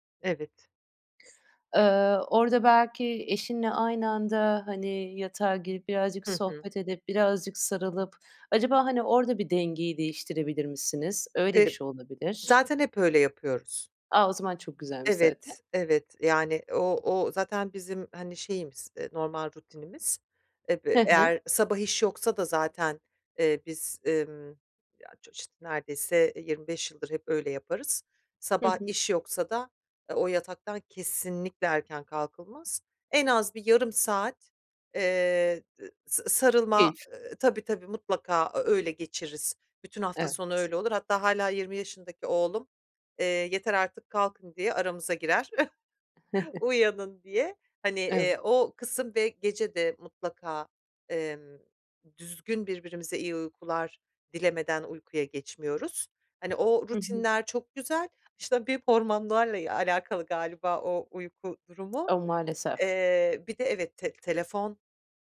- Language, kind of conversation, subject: Turkish, advice, Tutarlı bir uyku programını nasıl oluşturabilirim ve her gece aynı saatte uyumaya nasıl alışabilirim?
- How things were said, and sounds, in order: tapping; other background noise; chuckle; laughing while speaking: "hormonlarla, eee"